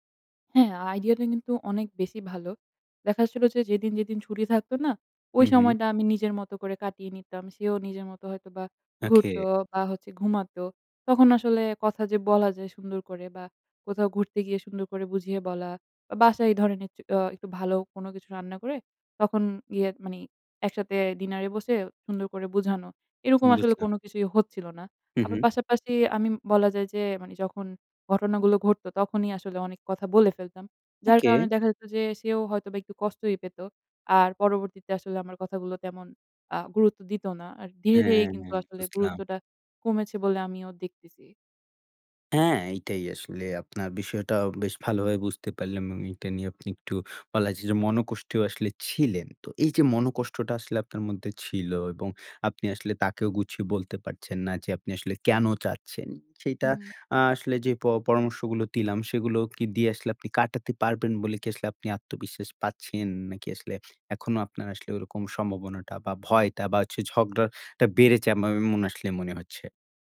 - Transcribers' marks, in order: other background noise; tapping
- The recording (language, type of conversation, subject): Bengali, advice, সঙ্গীর সঙ্গে টাকা খরচ করা নিয়ে মতবিরোধ হলে কীভাবে সমাধান করবেন?